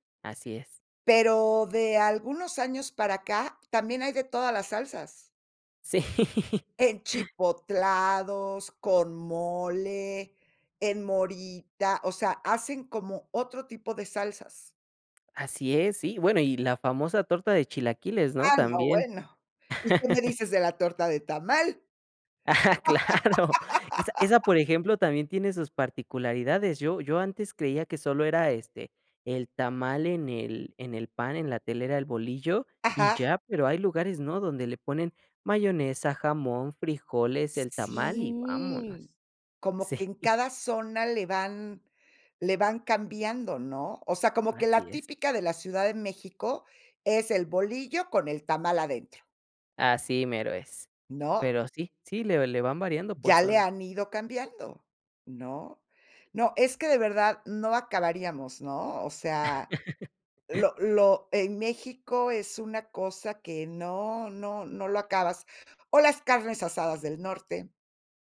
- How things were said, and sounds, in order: laughing while speaking: "Sí"; chuckle; laughing while speaking: "Ah, ¡claro!"; laugh; laughing while speaking: "Sí"; chuckle
- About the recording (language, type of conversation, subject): Spanish, podcast, ¿Qué comida te conecta con tus raíces?